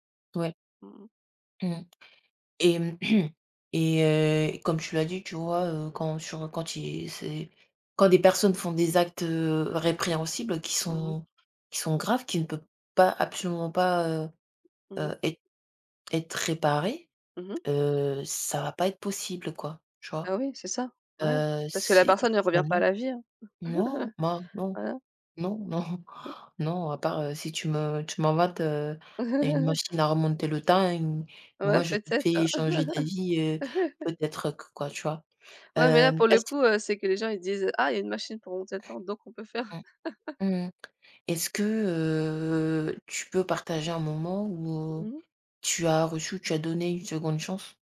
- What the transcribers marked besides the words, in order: tapping; throat clearing; laugh; other noise; laugh; laugh; laugh; drawn out: "heu"
- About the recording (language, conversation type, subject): French, unstructured, Penses-tu que tout le monde mérite une seconde chance ?